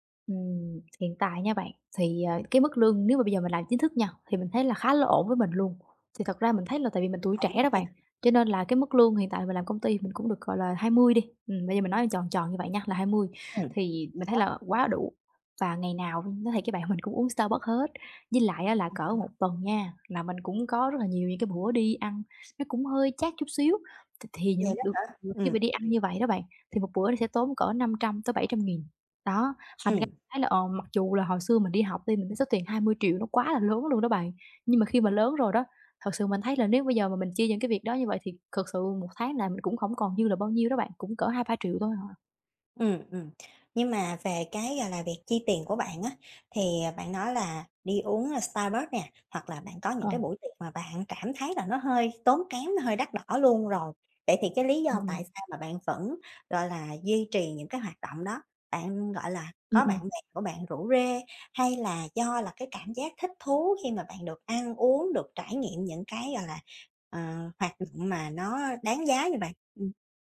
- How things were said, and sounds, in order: tapping; other background noise; laughing while speaking: "mình"; unintelligible speech; "thật" said as "khật"
- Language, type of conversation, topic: Vietnamese, advice, Làm sao để cân bằng giữa việc hưởng thụ hiện tại và tiết kiệm dài hạn?